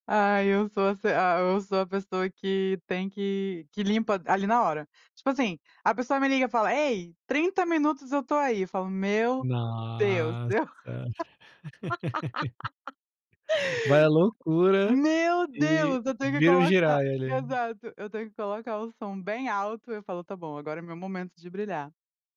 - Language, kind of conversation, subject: Portuguese, podcast, Como equilibrar lazer e responsabilidades do dia a dia?
- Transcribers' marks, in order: laugh